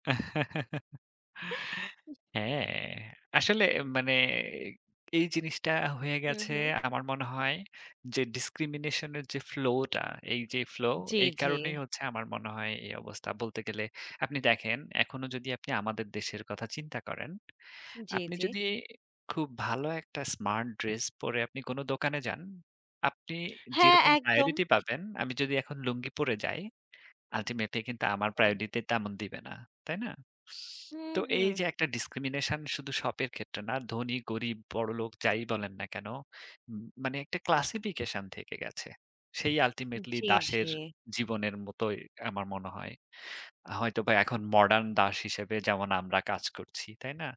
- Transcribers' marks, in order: chuckle; "প্রায়োরিটি" said as "প্রায়োদিতে"; tapping
- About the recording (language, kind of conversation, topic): Bengali, unstructured, প্রাচীন সমাজে দাসপ্রথা কেন চালু ছিল?